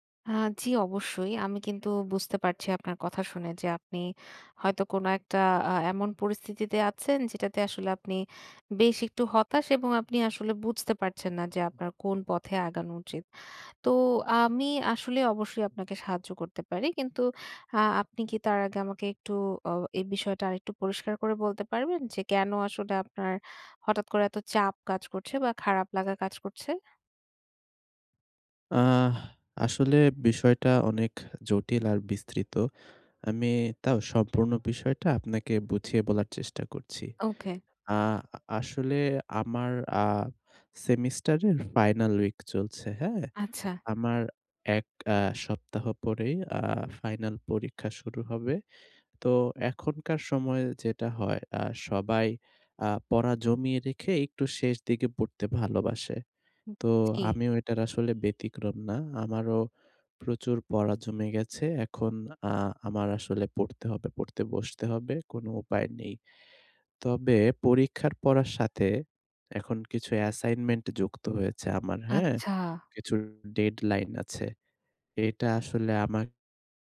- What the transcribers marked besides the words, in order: none
- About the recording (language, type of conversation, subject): Bengali, advice, সপ্তাহান্তে ভ্রমণ বা ব্যস্ততা থাকলেও টেকসইভাবে নিজের যত্নের রুটিন কীভাবে বজায় রাখা যায়?